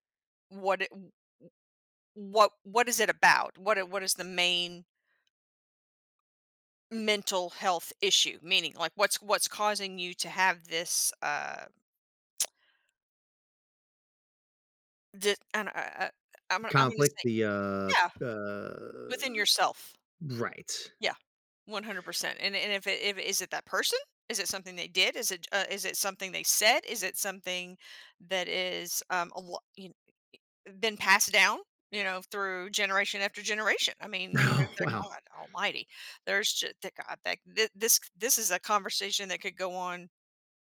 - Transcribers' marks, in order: lip smack; drawn out: "uh"; laughing while speaking: "Oh"
- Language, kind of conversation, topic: English, unstructured, Does talking about feelings help mental health?